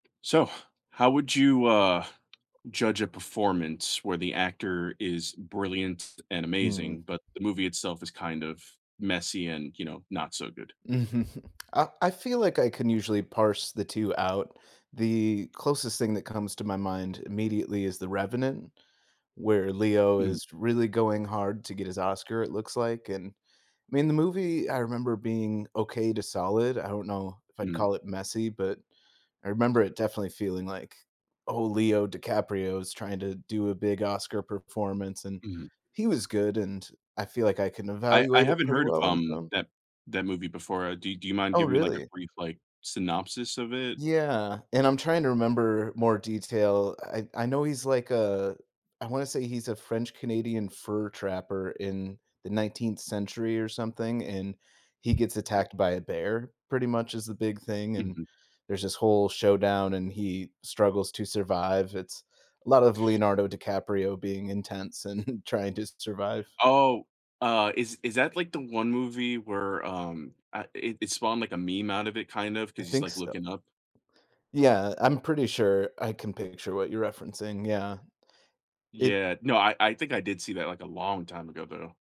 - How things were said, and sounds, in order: other background noise; tapping; chuckle; laughing while speaking: "and"
- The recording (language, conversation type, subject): English, unstructured, How should I judge a brilliant performance in an otherwise messy film?
- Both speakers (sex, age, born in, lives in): male, 30-34, United States, United States; male, 35-39, United States, United States